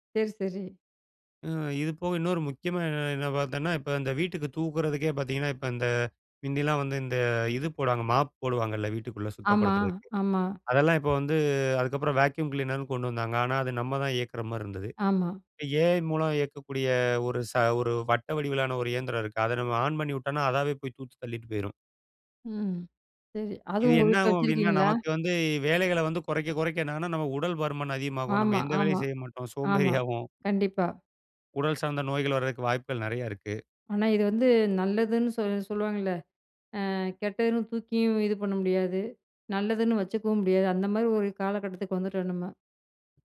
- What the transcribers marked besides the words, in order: laughing while speaking: "சரி, சரி"; "தூக்கறதுக்கே" said as "தூக்குறதுக்கே"; in English: "வேக்யூஅம் க்ளீனருன்னு"; laughing while speaking: "சோம்பேறியாவோம்"
- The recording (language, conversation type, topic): Tamil, podcast, எதிர்காலத்தில் செயற்கை நுண்ணறிவு நம் வாழ்க்கையை எப்படிப் மாற்றும்?